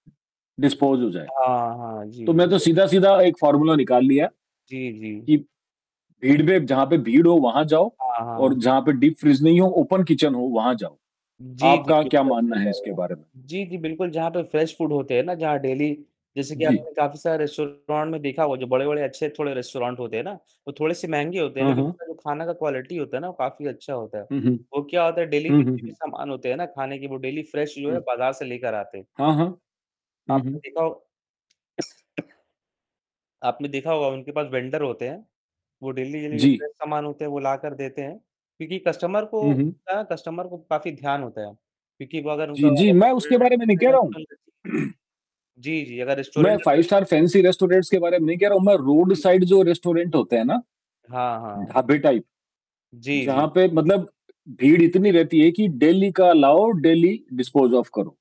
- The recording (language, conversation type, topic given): Hindi, unstructured, बाहर का खाना खाने में आपको सबसे ज़्यादा किस बात का डर लगता है?
- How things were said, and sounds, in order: static; in English: "डिस्पोज़"; distorted speech; in English: "फॉर्मूला"; in English: "डीपफ्रीज़"; mechanical hum; in English: "ओपन किचन"; in English: "फ्रेश फूड"; in English: "डेली"; in English: "रेस्टोरेंट"; in English: "रेस्टोरेंट"; in English: "क्वालिटी"; in English: "डेली"; in English: "डेली फ्रेश"; other background noise; cough; in English: "वेंडर"; in English: "डेली-डेली"; in English: "फ्रेश"; in English: "कस्टमर"; in English: "कस्टमर"; unintelligible speech; throat clearing; in English: "रेस्टोरेंट"; in English: "फाइव स्टार फैंसी रेस्टोरेंट्स"; in English: "रोड साइड"; in English: "रेस्टोरेंट"; in English: "टाइप"; in English: "डेली"; in English: "डेली डिस्पोज़ ऑफ"